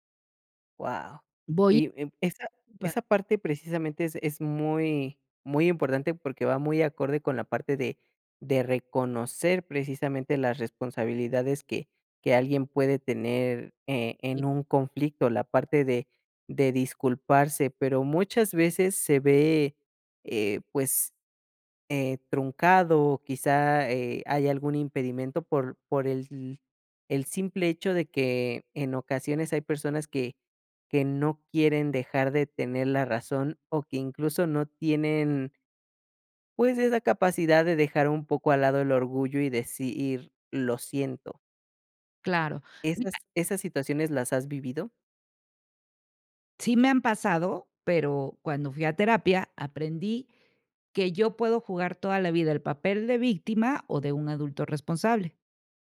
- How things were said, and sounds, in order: unintelligible speech
- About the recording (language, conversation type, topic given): Spanish, podcast, ¿Cómo puedes reconocer tu parte en un conflicto familiar?